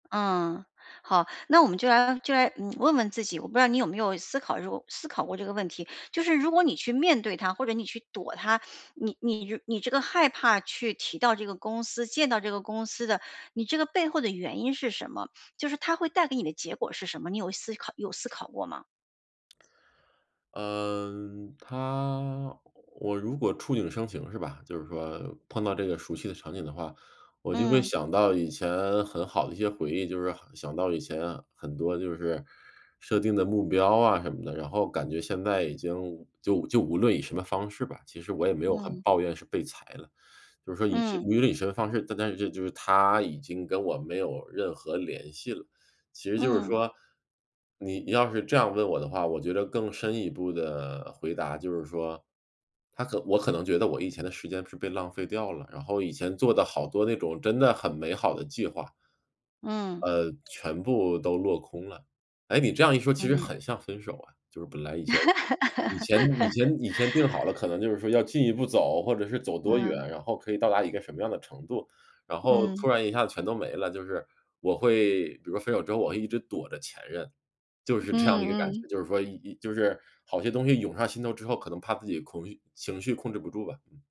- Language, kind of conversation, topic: Chinese, advice, 回到熟悉的场景时我总会被触发进入不良模式，该怎么办？
- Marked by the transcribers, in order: laugh; laughing while speaking: "这样的"